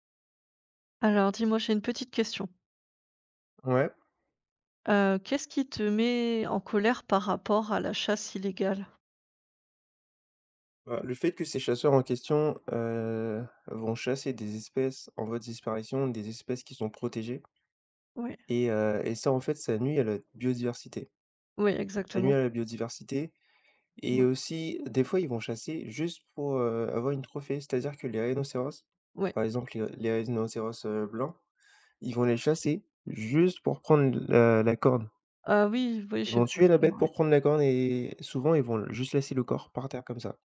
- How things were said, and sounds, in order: tapping; "rhinocéros" said as "rhiznocéros"
- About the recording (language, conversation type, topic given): French, unstructured, Qu’est-ce qui vous met en colère face à la chasse illégale ?